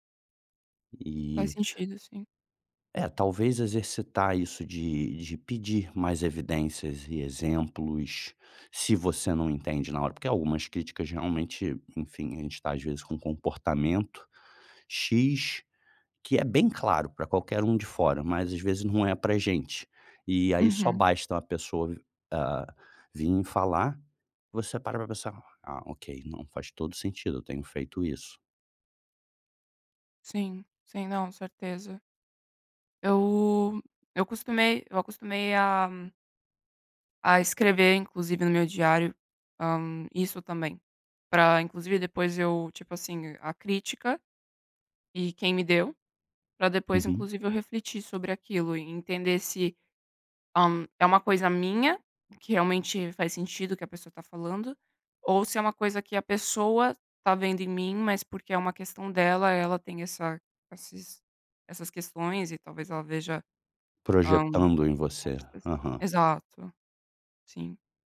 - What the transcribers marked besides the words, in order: none
- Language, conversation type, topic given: Portuguese, advice, Como posso parar de me culpar demais quando recebo críticas?